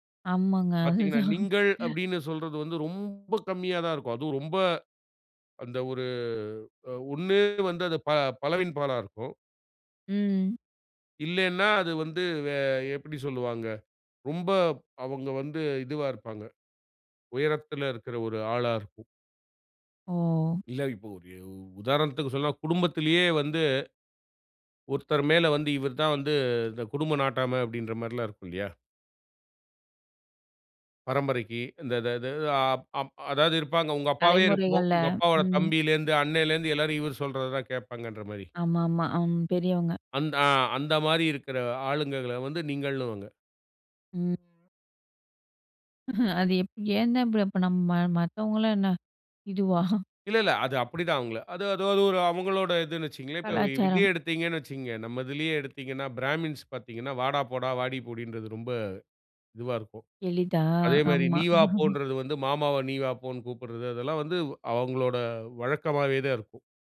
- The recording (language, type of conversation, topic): Tamil, podcast, மொழி உங்கள் தனிச்சமுதாயத்தை எப்படிக் கட்டமைக்கிறது?
- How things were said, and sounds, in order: laughing while speaking: "அதுதான்"; drawn out: "ஒரு"; laughing while speaking: "அது எப் ஏன்தான் இப்ப அப்ப நம்ம மத்தவங்கலா என்ன இதுவா?"; chuckle